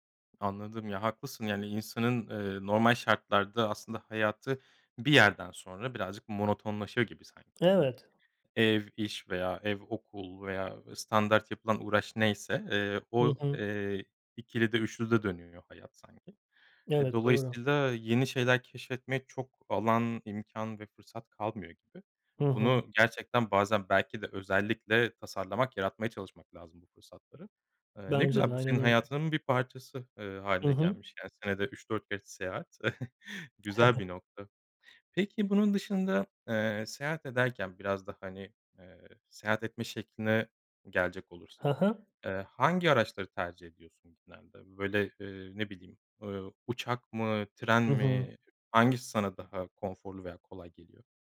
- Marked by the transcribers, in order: chuckle
- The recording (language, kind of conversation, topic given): Turkish, podcast, En iyi seyahat tavsiyen nedir?